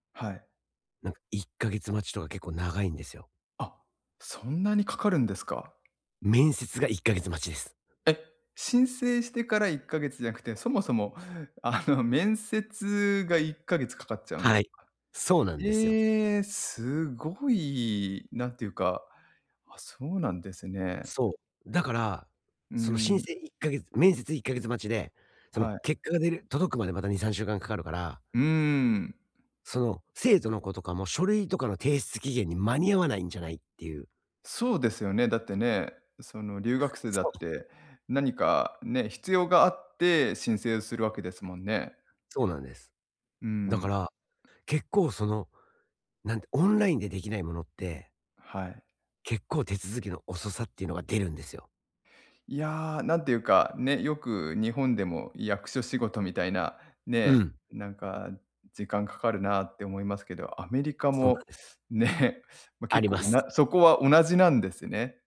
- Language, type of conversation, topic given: Japanese, advice, 税金と社会保障の申告手続きはどのように始めればよいですか？
- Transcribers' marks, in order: tapping; laughing while speaking: "ね"